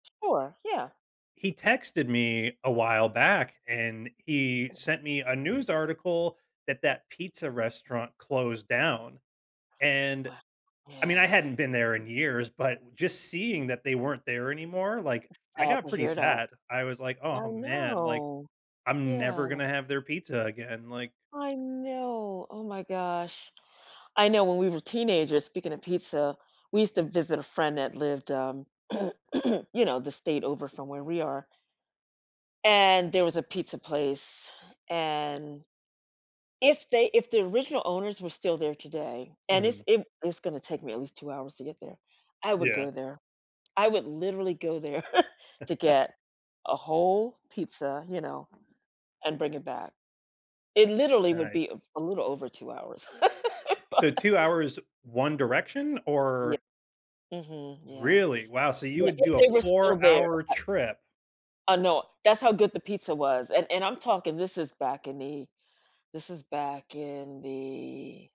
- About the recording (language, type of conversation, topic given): English, unstructured, How can I choose meals that make me feel happiest?
- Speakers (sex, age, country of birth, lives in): female, 60-64, United States, United States; male, 40-44, United States, United States
- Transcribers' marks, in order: other background noise; drawn out: "know"; drawn out: "know"; tapping; throat clearing; chuckle; laugh; laughing while speaking: "Bu"; drawn out: "the"